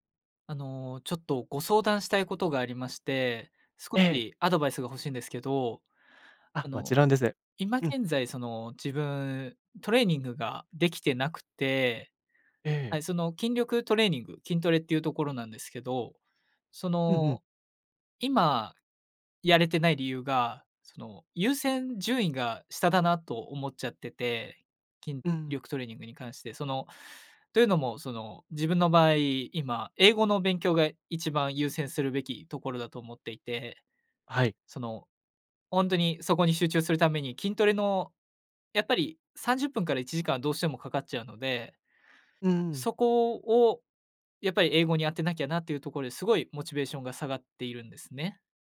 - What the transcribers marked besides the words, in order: none
- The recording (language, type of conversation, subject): Japanese, advice, トレーニングへのモチベーションが下がっているのですが、どうすれば取り戻せますか?